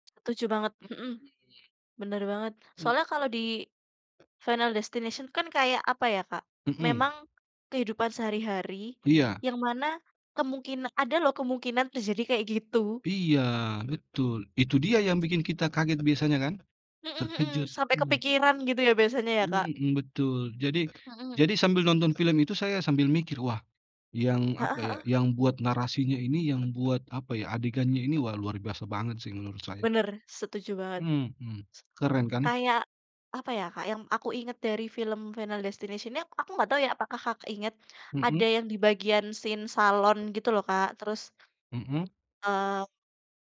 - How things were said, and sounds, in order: other background noise; tapping; in English: "scene"
- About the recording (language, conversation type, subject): Indonesian, unstructured, Apa film terakhir yang membuat kamu terkejut?